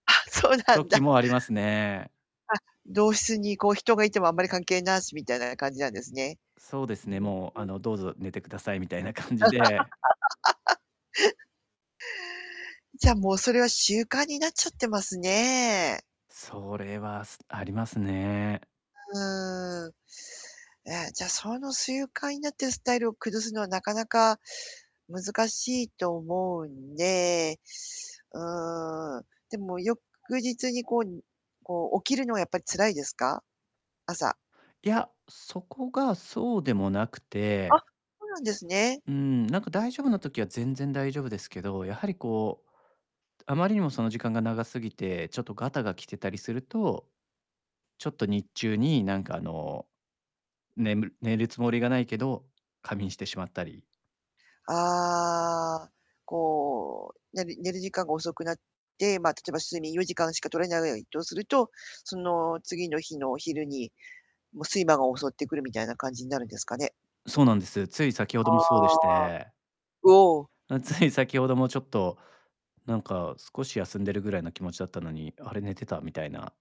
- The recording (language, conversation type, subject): Japanese, advice, 眠れない夜が続いていて日中に集中できないのですが、どうすればよいですか？
- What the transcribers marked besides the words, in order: laughing while speaking: "あ、そうなんだ"; distorted speech; laugh; laughing while speaking: "感じで"; tapping; unintelligible speech; other background noise; laughing while speaking: "つい先ほども"